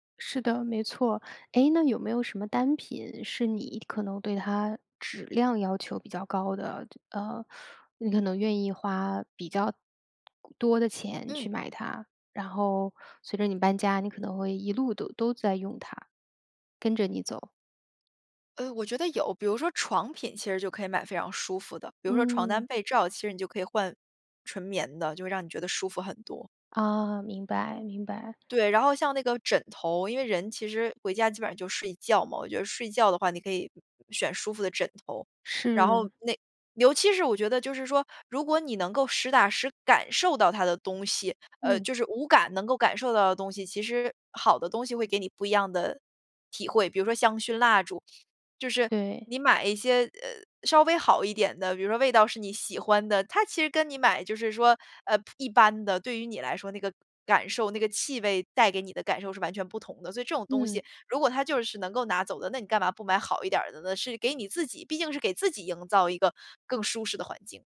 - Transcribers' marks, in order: none
- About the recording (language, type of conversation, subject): Chinese, podcast, 有哪些简单的方法能让租来的房子更有家的感觉？